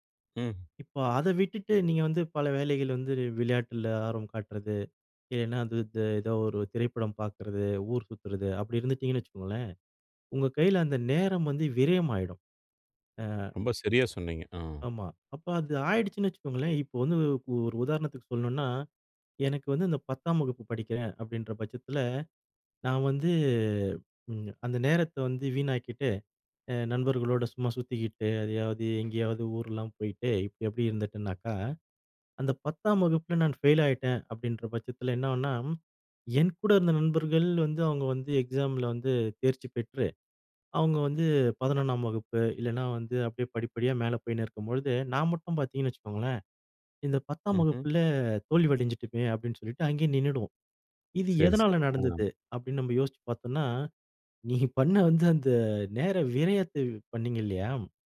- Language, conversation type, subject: Tamil, podcast, நேரமும் அதிர்ஷ்டமும்—உங்கள் வாழ்க்கையில் எது அதிகம் பாதிப்பதாக நீங்கள் நினைக்கிறீர்கள்?
- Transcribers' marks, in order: drawn out: "வந்து"; "எதையாவது" said as "அதையாவது"